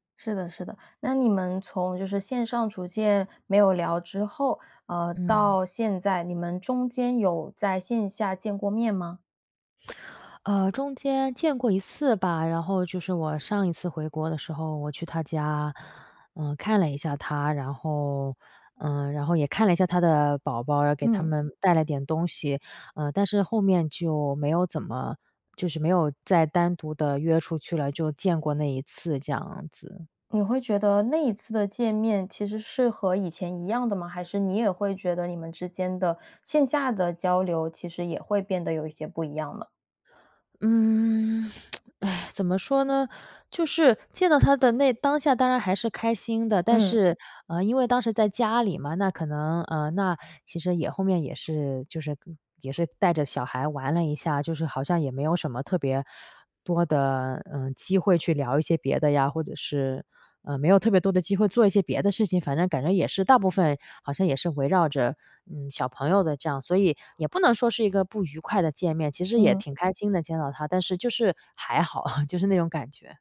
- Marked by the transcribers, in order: lip smack; sigh; chuckle
- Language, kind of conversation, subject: Chinese, advice, 我该如何与老朋友沟通澄清误会？